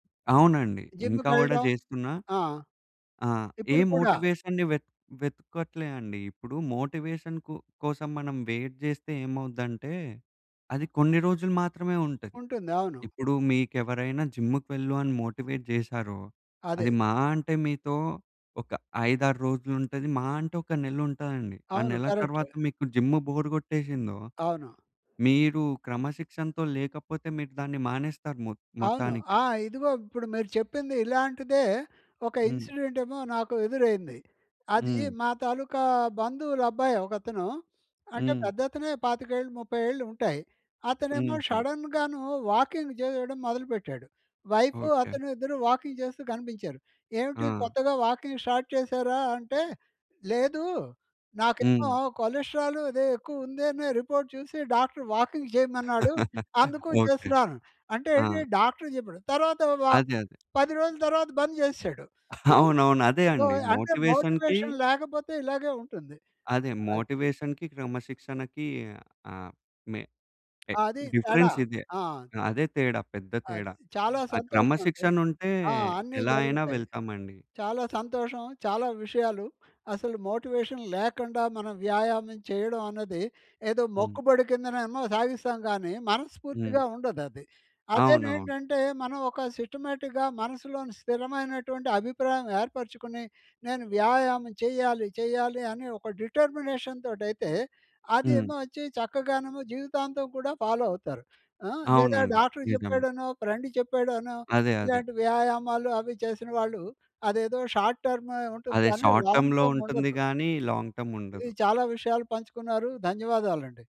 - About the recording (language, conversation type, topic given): Telugu, podcast, వ్యాయామ మోటివేషన్ లేకపోతే దాన్ని ఎలా కొనసాగించాలి?
- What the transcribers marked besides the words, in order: in English: "మోటివేషన్‌ని"; in English: "మోటివేషన్"; in English: "వెయిట్"; in English: "మోటివేట్"; tapping; other background noise; in English: "కరక్ట్"; in English: "షడన్‌గానూ"; in English: "వాకింగ్"; in English: "వాకింగ్ స్టార్ట్"; in English: "రిపోర్ట్"; in English: "వాకింగ్"; chuckle; chuckle; in English: "సో"; in English: "మోటివేషన్‌కి"; in English: "మోటివేషన్"; in English: "మోటివేషన్‌కి"; in English: "మోటివేషన్"; in English: "సిస్టమాటిక్‌గా"; in English: "డిటర్మినేషన్‌తోటయితే"; in English: "ఫాలో"; in English: "షార్ట్"; in English: "షార్ట్ టర్మ్‌లో"; in English: "లాంగ్"; in English: "లాంగ్"